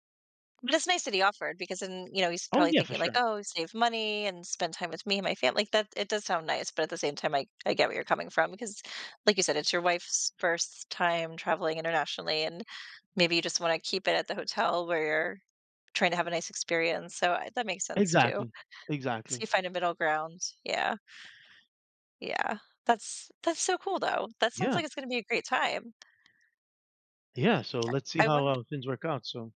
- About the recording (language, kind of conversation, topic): English, unstructured, How do I decide between a friend's couch and a hotel?
- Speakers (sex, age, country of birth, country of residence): female, 40-44, United States, United States; male, 45-49, Dominican Republic, United States
- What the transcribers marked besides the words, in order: tapping